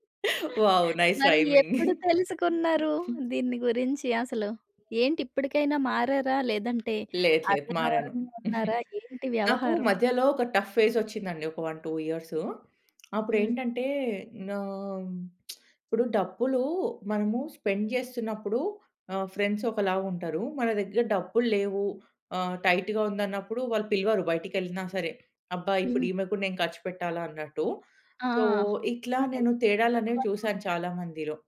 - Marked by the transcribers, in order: other background noise; in English: "వావ్! నైస్ రైమింగ్"; giggle; tapping; chuckle; in English: "టఫ్ ఫేజ్"; in English: "వన్ టూ ఇయర్స్"; lip smack; in English: "స్పెండ్"; in English: "ఫ్రెండ్స్"; in English: "టైట్‌గా"; in English: "సో"
- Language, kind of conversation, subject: Telugu, podcast, జంటగా ఆర్థిక విషయాల గురించి సూటిగా, ప్రశాంతంగా ఎలా మాట్లాడుకోవాలి?